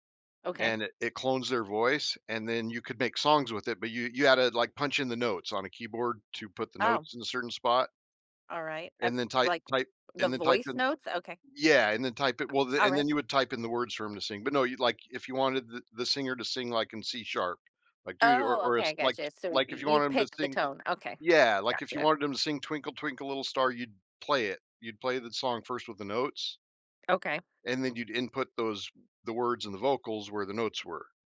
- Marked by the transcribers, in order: other background noise; tapping
- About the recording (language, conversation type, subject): English, unstructured, How do you think artificial intelligence will change our lives in the future?
- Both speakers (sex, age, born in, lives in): female, 45-49, United States, United States; male, 55-59, United States, United States